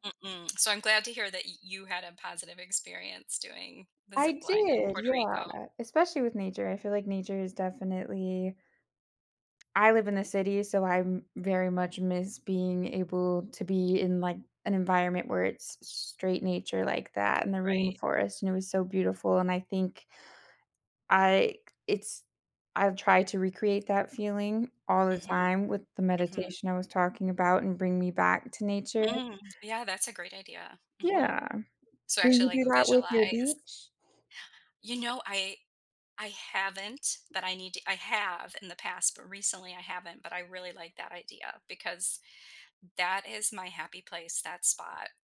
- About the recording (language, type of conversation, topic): English, unstructured, How do special moments in nature shape your happiest memories?
- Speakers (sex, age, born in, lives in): female, 25-29, United States, United States; female, 50-54, United States, United States
- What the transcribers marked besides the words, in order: other background noise; tapping